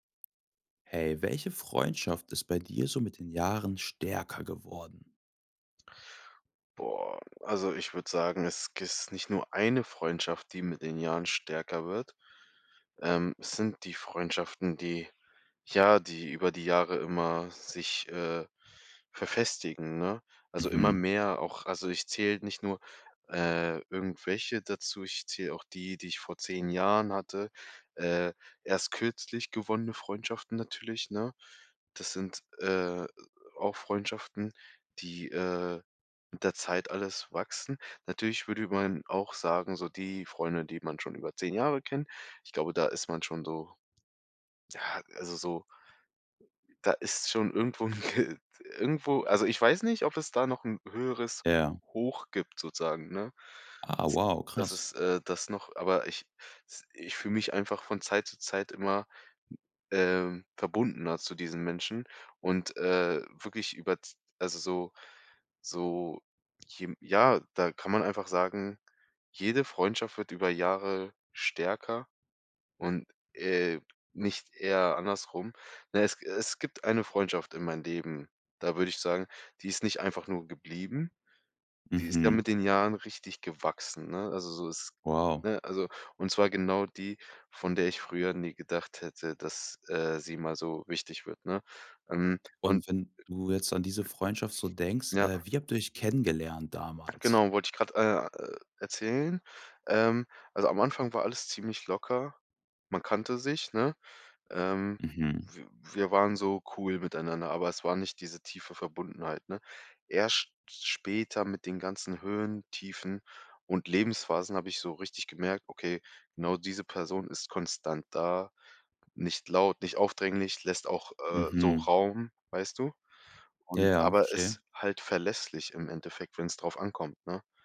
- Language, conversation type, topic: German, podcast, Welche Freundschaft ist mit den Jahren stärker geworden?
- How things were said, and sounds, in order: unintelligible speech; laughing while speaking: "'n g"; other background noise